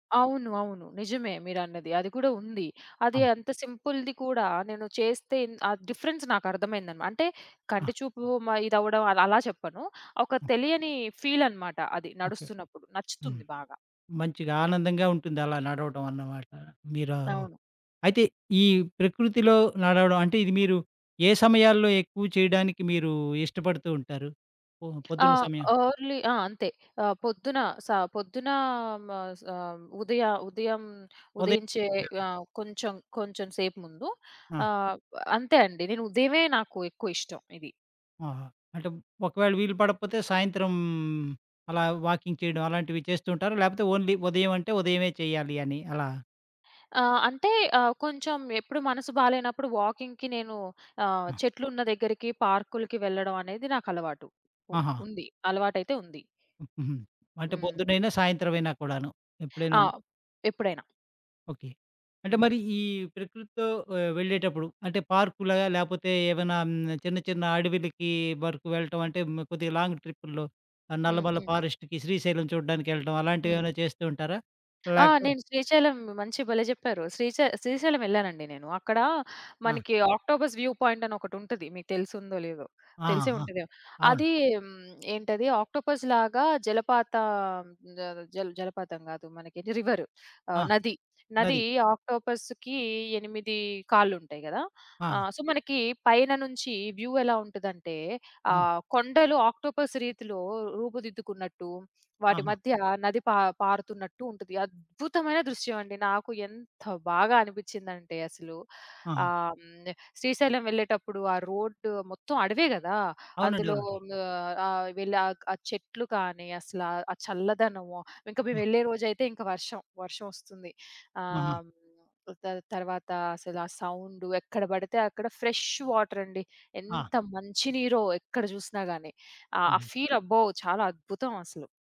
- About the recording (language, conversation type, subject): Telugu, podcast, ప్రకృతిలో ఉన్నప్పుడు శ్వాసపై దృష్టి పెట్టడానికి మీరు అనుసరించే ప్రత్యేకమైన విధానం ఏమైనా ఉందా?
- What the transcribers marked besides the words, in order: other background noise; in English: "సింపుల్‌ది"; in English: "డిఫరెన్స్"; in English: "అర్లీ"; drawn out: "సాయంత్రం"; in English: "వాకింగ్"; in English: "ఓన్లీ"; in English: "వాకింగ్‌కి"; in English: "పార్క్‌లాగా"; in English: "లాంగ్"; in English: "ఫారెస్ట్‌కి"; in English: "ఆక్టోపస్ వ్యూ పాయింట్"; in English: "ఆక్టోపస్‌లాగా"; in English: "సో"; in English: "వ్యూ"; in English: "ఆక్టోపస్"; tapping; stressed: "అద్భుతమైన"; stressed: "ఎంత బాగా"; in English: "ఫ్రెష్ వాటర్"; stressed: "ఎంత మంచి నీరో"; in English: "ఫీల్"